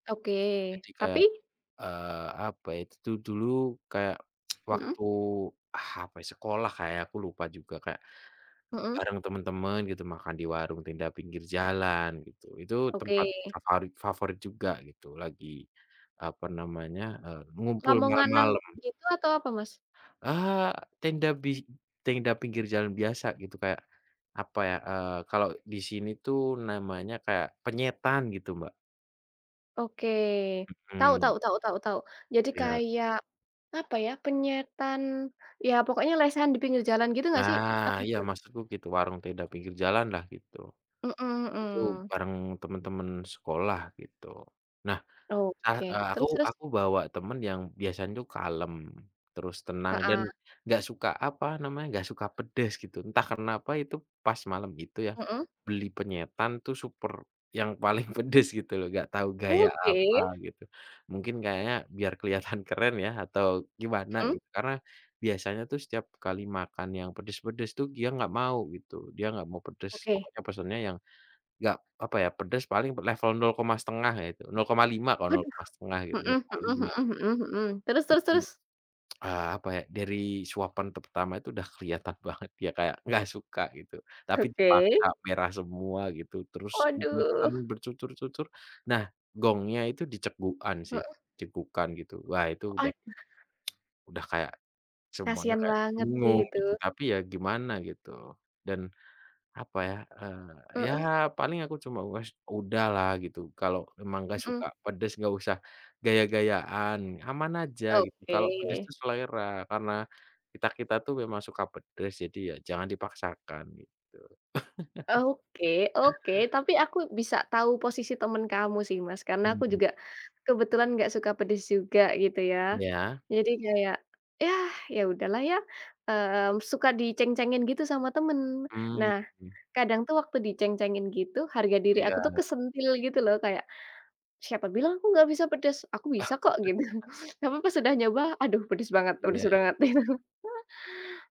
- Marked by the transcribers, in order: tsk; tapping; laughing while speaking: "paling"; tsk; other background noise; tsk; in Javanese: "Wes"; chuckle; laughing while speaking: "gitu"; chuckle; laughing while speaking: "itu"
- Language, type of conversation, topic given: Indonesian, unstructured, Apa pengalaman paling berkesan yang pernah kamu alami saat makan bersama teman?